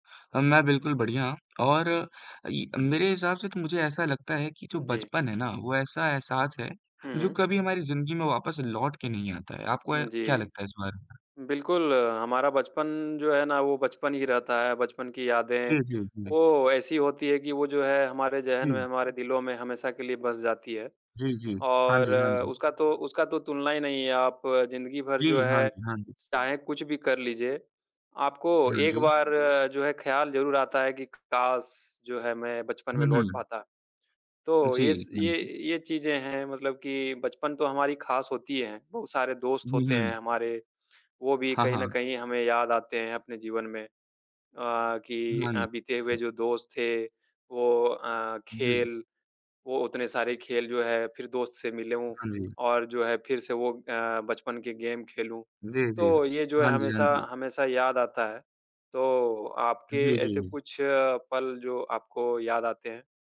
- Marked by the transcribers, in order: tapping; other background noise; in English: "गेम"
- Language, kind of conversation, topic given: Hindi, unstructured, आपके बचपन का कौन-सा ऐसा पल था जिसने आपका दिल खुश कर दिया?